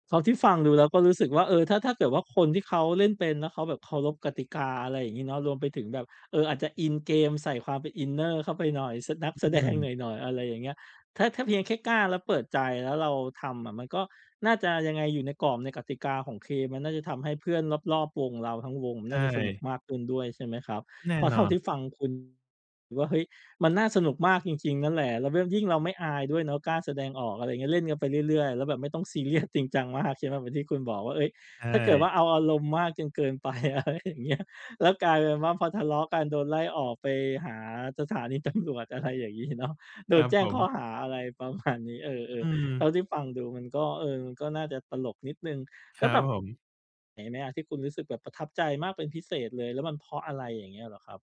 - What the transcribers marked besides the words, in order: laughing while speaking: "แสดง"; "เกม" said as "เคม"; laughing while speaking: "ซีเรียส"; laughing while speaking: "มาก"; laughing while speaking: "ไป อะไรอย่างเงี้ย"; laughing while speaking: "ตำรวจ"; laughing while speaking: "เนาะ"; laughing while speaking: "ประมาณ"
- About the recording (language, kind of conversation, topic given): Thai, podcast, ทำอย่างไรให้การเล่นบอร์ดเกมกับเพื่อนสนุกขึ้น?